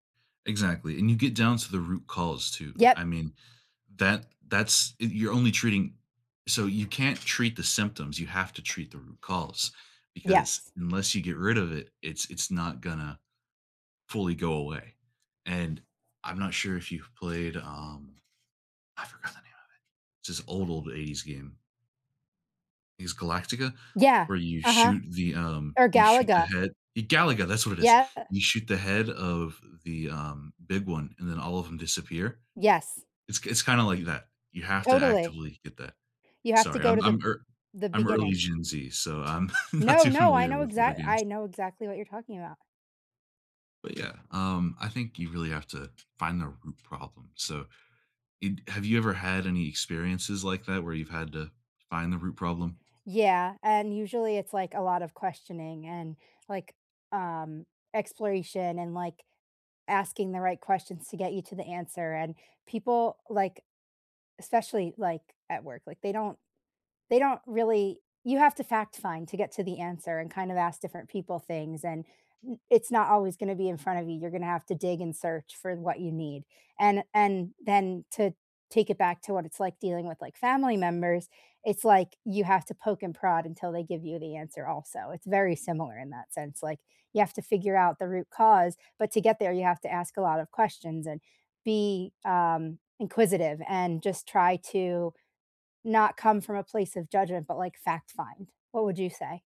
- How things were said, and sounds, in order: other background noise; put-on voice: "I forgot the name of it"; laughing while speaking: "not too familiar"; tapping
- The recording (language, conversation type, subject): English, unstructured, Which creative habit changed how you approach problem solving, and how has sharing it affected your relationships?
- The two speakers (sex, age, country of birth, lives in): female, 30-34, United States, United States; male, 20-24, United States, United States